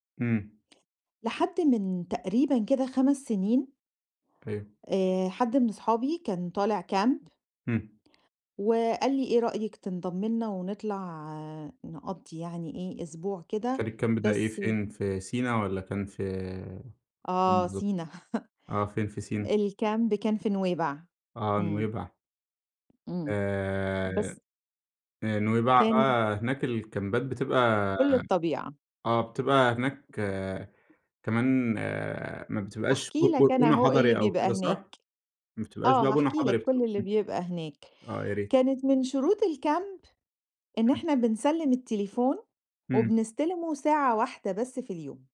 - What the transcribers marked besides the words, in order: in English: "camp"; in English: "الcamp"; chuckle; in English: "الcamp"; in English: "الكامبات"; background speech; in English: "الcamp"; unintelligible speech
- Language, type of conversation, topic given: Arabic, podcast, إيه العلاقة بين الصحة النفسية والطبيعة؟